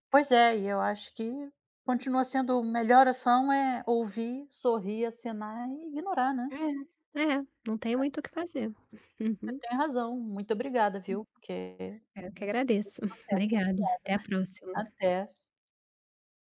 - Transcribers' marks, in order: tapping
- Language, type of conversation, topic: Portuguese, advice, Como lidar com as críticas da minha família às minhas decisões de vida em eventos familiares?